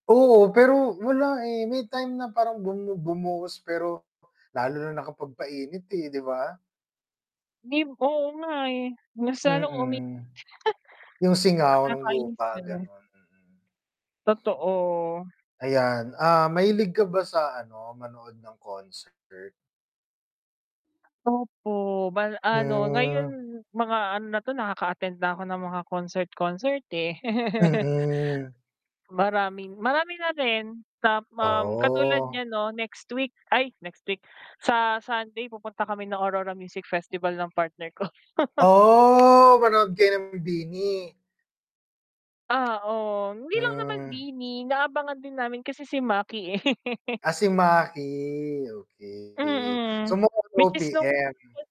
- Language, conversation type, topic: Filipino, unstructured, Ano ang pinakanatatandaan mong konsiyerto o palabas na napuntahan mo?
- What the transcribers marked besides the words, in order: other background noise; chuckle; distorted speech; laugh; chuckle; laugh; unintelligible speech